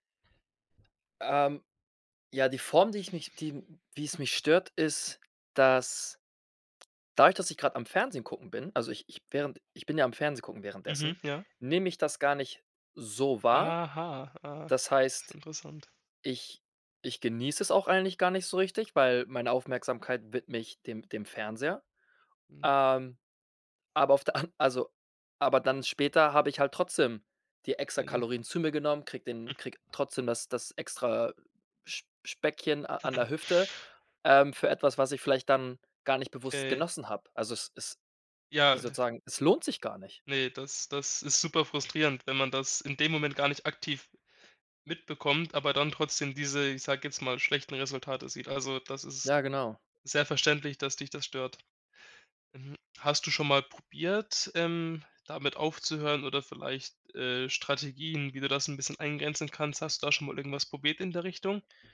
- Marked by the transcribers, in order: other background noise; laughing while speaking: "an"; snort; giggle; tapping
- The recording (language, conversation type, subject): German, advice, Wie kann ich verhindern, dass ich abends ständig zu viel nasche und die Kontrolle verliere?